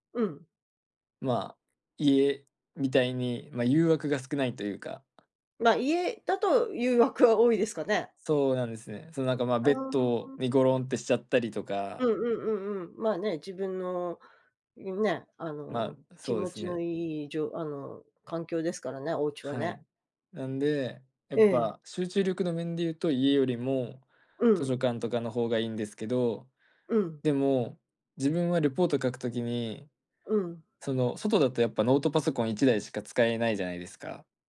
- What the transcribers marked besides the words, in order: other background noise
- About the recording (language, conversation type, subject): Japanese, advice, 締め切りにいつもギリギリで焦ってしまうのはなぜですか？